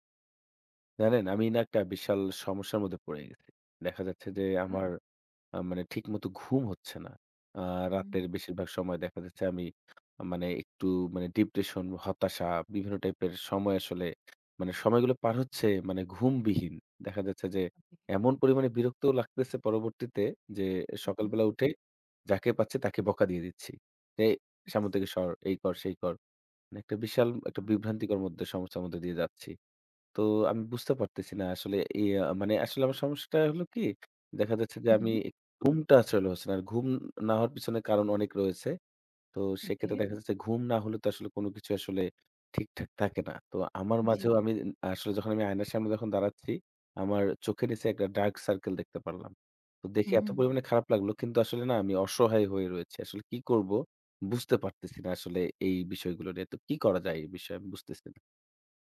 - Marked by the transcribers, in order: tapping; other noise; "নিচে" said as "নিছে"
- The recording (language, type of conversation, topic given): Bengali, advice, রাতে স্ক্রিন সময় বেশি থাকলে কি ঘুমের সমস্যা হয়?